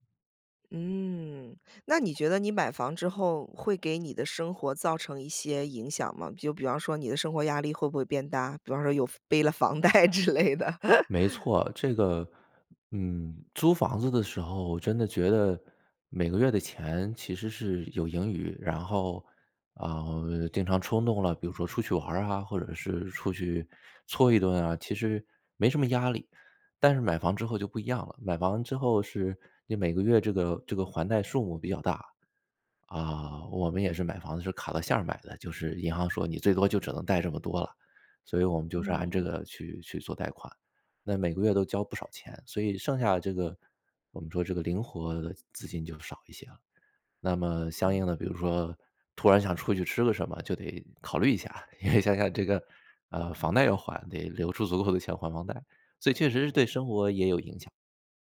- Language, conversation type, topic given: Chinese, podcast, 你会如何权衡买房还是租房？
- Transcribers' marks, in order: laughing while speaking: "房贷之类的"; laugh; laugh